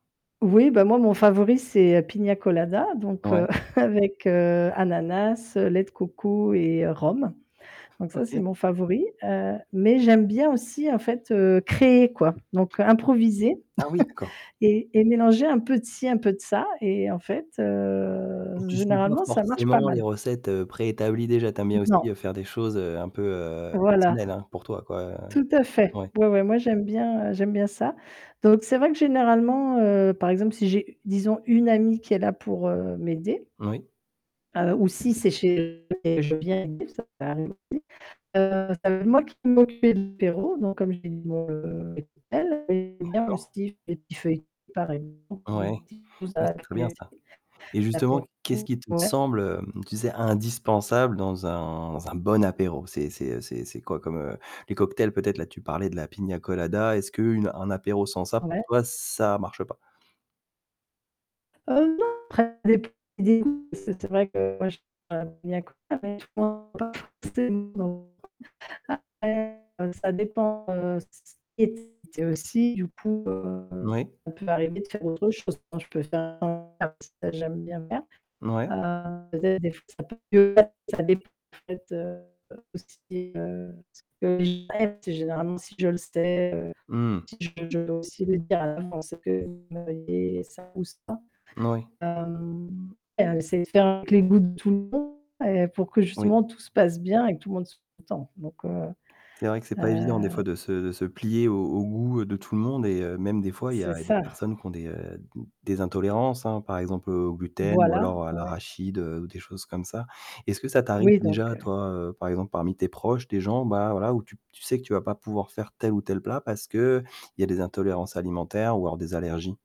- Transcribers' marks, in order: distorted speech; chuckle; stressed: "créer"; tapping; other background noise; laugh; drawn out: "heu"; unintelligible speech; unintelligible speech; unintelligible speech; stressed: "indispensable"; unintelligible speech; unintelligible speech; unintelligible speech; unintelligible speech; unintelligible speech; unintelligible speech; unintelligible speech; static
- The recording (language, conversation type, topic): French, podcast, Qu’est-ce qui fait, selon toi, un bon repas convivial ?